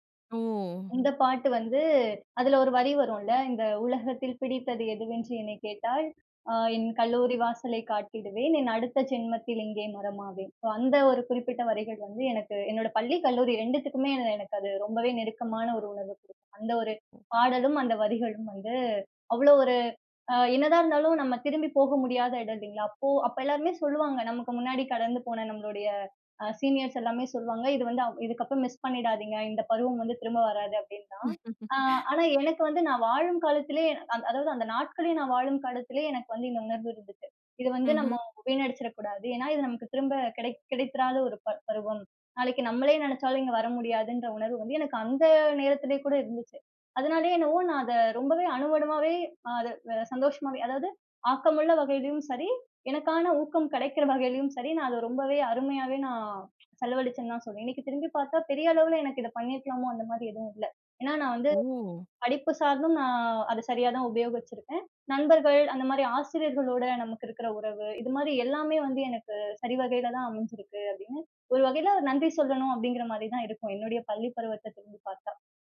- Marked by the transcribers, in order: laugh; "அதை" said as "ஆதை"; other background noise
- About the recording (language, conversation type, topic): Tamil, podcast, ஒரு பாடல் உங்களுக்கு பள்ளி நாட்களை நினைவுபடுத்துமா?